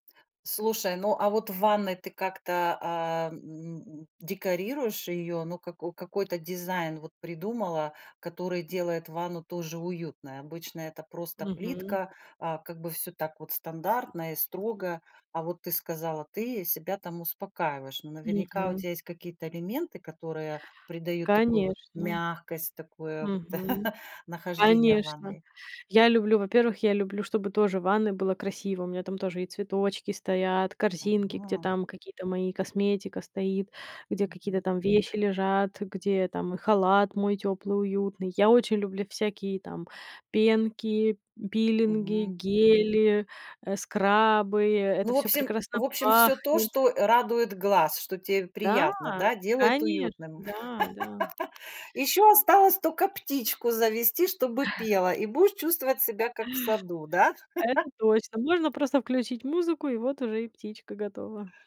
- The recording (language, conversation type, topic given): Russian, podcast, Какое место в вашем доме вы считаете самым уютным?
- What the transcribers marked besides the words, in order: laugh; other background noise; laugh; chuckle; laugh